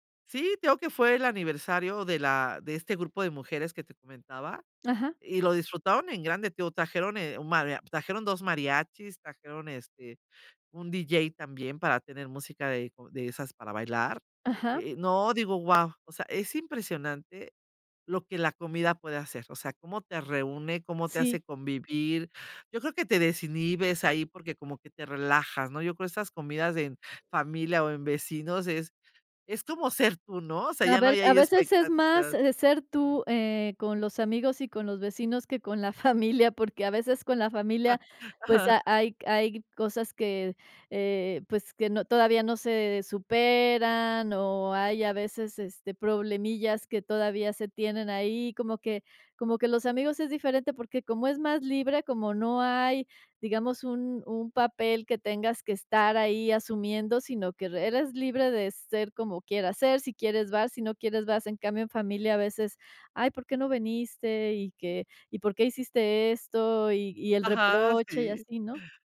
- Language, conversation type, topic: Spanish, podcast, ¿Qué recuerdos tienes de comidas compartidas con vecinos o familia?
- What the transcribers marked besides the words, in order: chuckle; laughing while speaking: "Ajá"